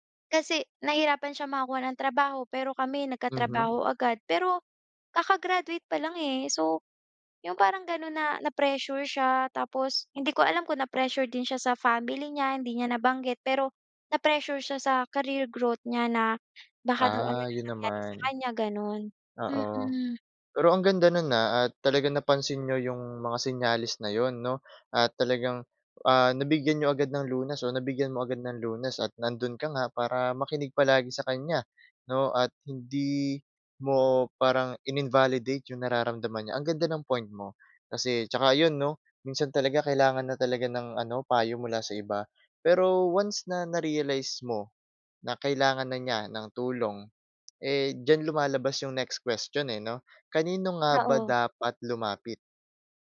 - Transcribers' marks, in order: none
- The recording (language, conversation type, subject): Filipino, podcast, Paano mo malalaman kung oras na para humingi ng tulong sa doktor o tagapayo?
- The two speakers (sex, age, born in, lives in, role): female, 25-29, Philippines, Philippines, guest; male, 20-24, Philippines, Philippines, host